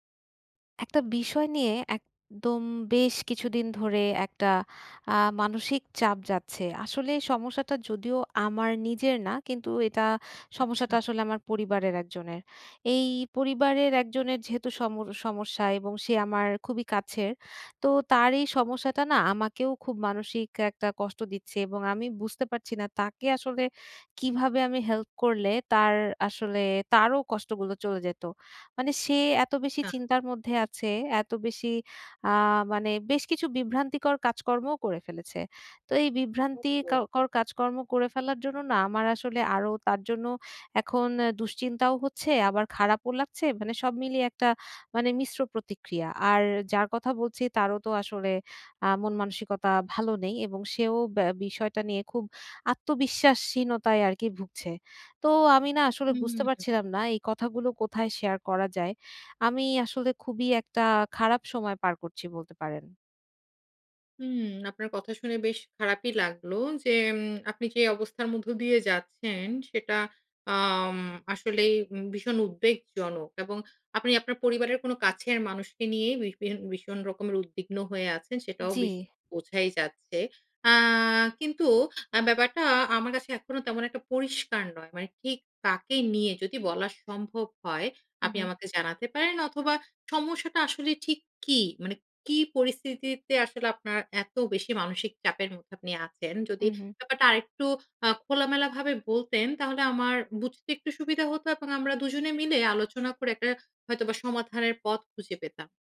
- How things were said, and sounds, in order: tapping; unintelligible speech; unintelligible speech; other background noise
- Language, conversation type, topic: Bengali, advice, ফিটনেস লক্ষ্য ঠিক না হওয়ায় বিভ্রান্তি ও সিদ্ধান্তহীনতা